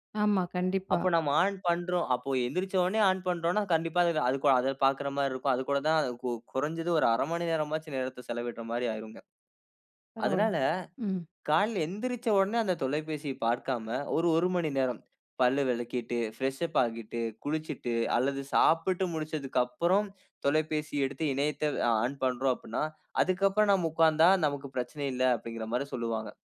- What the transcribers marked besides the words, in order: none
- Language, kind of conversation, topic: Tamil, podcast, திரை நேரத்தை எப்படிக் குறைக்கலாம்?